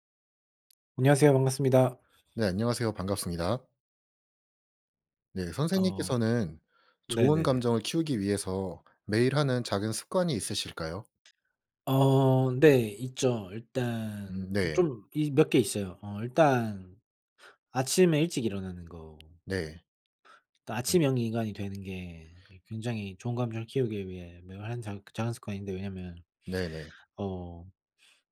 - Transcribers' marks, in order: tapping; other background noise
- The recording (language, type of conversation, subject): Korean, unstructured, 좋은 감정을 키우기 위해 매일 실천하는 작은 습관이 있으신가요?